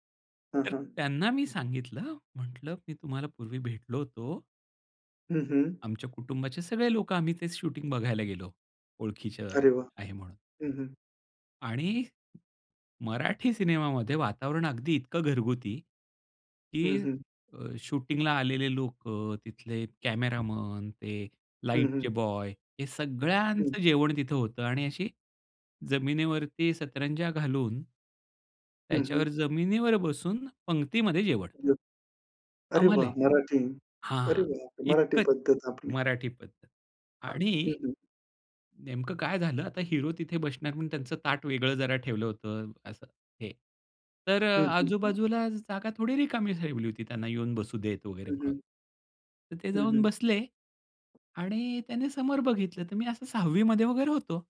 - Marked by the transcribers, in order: tapping; unintelligible speech; other background noise
- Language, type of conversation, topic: Marathi, podcast, आवडत्या कलाकाराला प्रत्यक्ष पाहिल्यावर तुम्हाला कसं वाटलं?